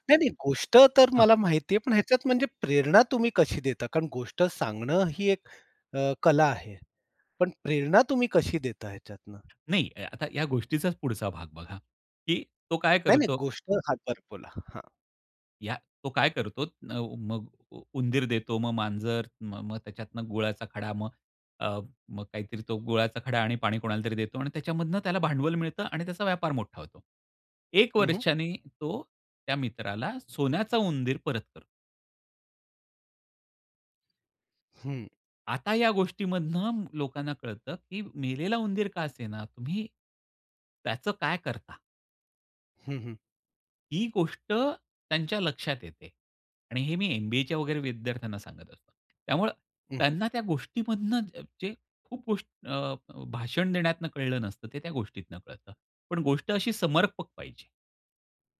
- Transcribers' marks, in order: tapping; other background noise; other noise
- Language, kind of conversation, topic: Marathi, podcast, लोकांना प्रेरणा देणारी कथा तुम्ही कशी सांगता?